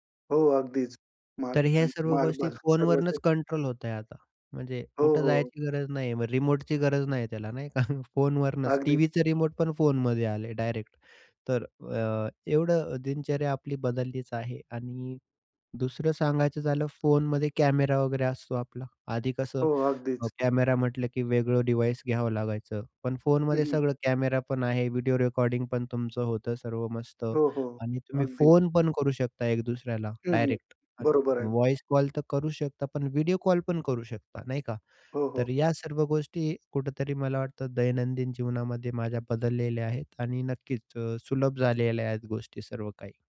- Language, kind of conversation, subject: Marathi, podcast, स्मार्टफोनमुळे तुमचा रोजचा दिवस कोणत्या गोष्टींमध्ये अधिक सोपा झाला आहे?
- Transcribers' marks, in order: laughing while speaking: "स्मार्ट बल्ब"; laughing while speaking: "का"; in English: "डिव्हाइस"; tapping; other background noise